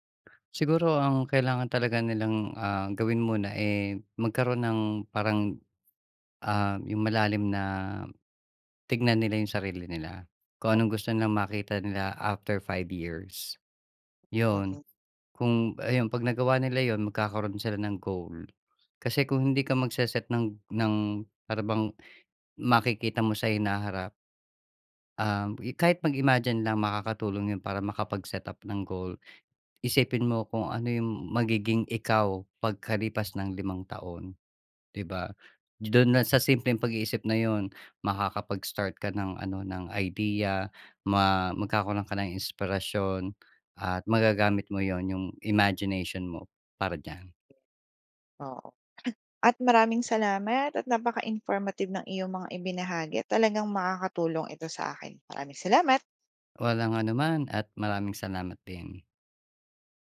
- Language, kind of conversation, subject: Filipino, podcast, Ano ang ginagawa mo para manatiling inspirado sa loob ng mahabang panahon?
- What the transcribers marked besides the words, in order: other background noise; tapping; cough